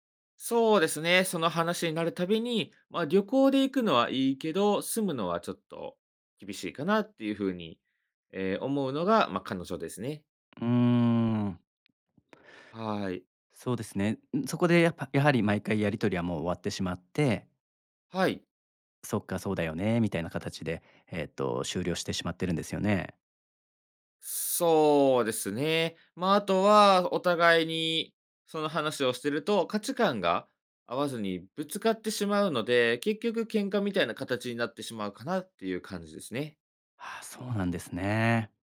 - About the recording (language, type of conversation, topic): Japanese, advice, 結婚や将来についての価値観が合わないと感じるのはなぜですか？
- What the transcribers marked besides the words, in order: none